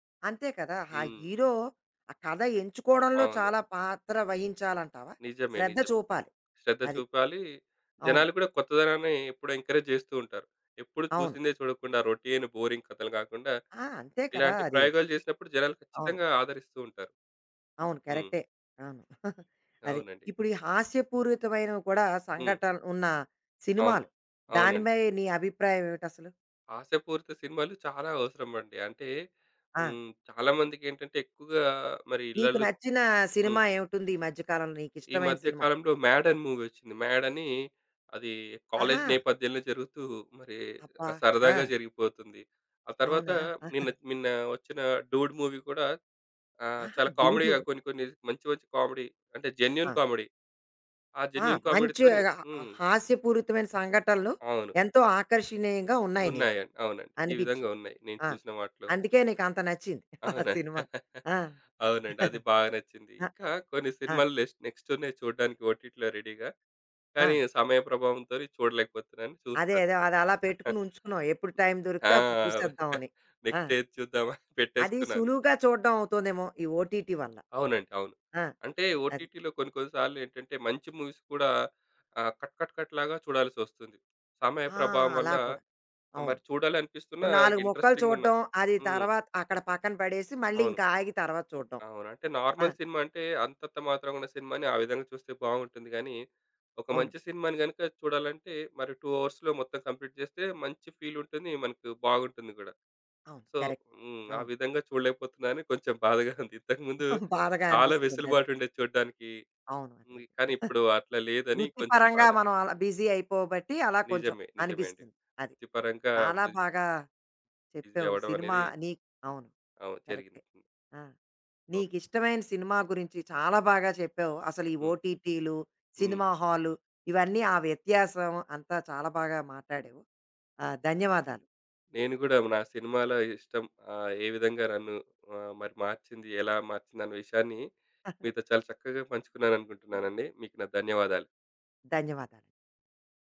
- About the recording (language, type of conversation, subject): Telugu, podcast, సినిమాలు చూడాలన్న మీ ఆసక్తి కాలక్రమంలో ఎలా మారింది?
- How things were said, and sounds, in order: in English: "హీరో"; in English: "ఎంకరేజ్"; in English: "బోరింగ్"; giggle; "దానిపై" said as "దానిమై"; other background noise; in English: "మూవీ"; giggle; in English: "మూవీ"; in English: "కామెడీగా"; in English: "కామెడీ"; in English: "జెన్యూన్ కామెడీ"; in English: "జెన్యూన్ కామెడీతోని"; horn; chuckle; giggle; in English: "నెక్స్ట్"; in English: "ఓటీటీలో రెడీగా"; giggle; laughing while speaking: "నెక్స్ట్ ఏది చూద్దామని పెట్టేసుకున్నాను"; in English: "నెక్స్ట్"; tapping; in English: "ఓటీటీ"; in English: "ఓటీటీలో"; in English: "మూవీస్"; in English: "కట్, కట్, కట్‌లాగా"; in English: "నార్మల్"; in English: "టూ అవర్స్‌లో"; in English: "కంప్లీట్"; in English: "సో"; in English: "కరెక్ట్"; laughing while speaking: "కొంచెం బాధగా ఉంది"; giggle; chuckle; in English: "బిజీ"; in English: "బిజీ"; giggle